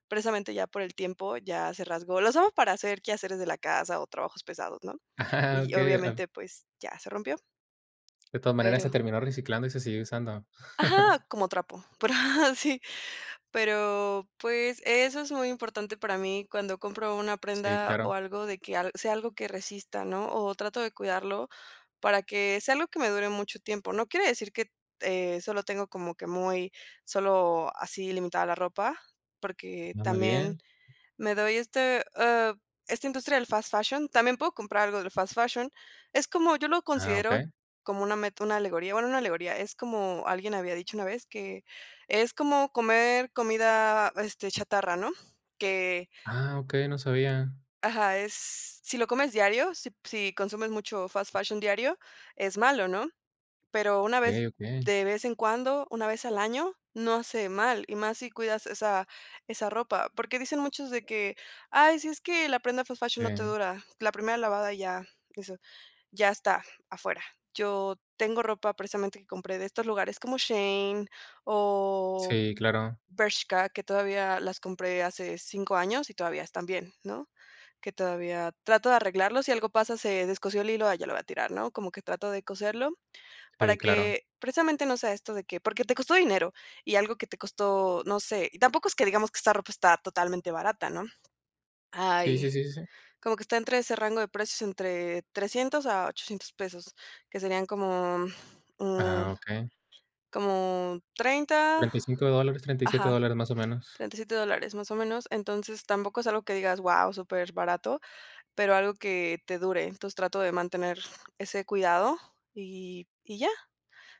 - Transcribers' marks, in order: chuckle; laughing while speaking: "pero sí"
- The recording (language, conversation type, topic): Spanish, podcast, ¿Qué papel cumple la sostenibilidad en la forma en que eliges tu ropa?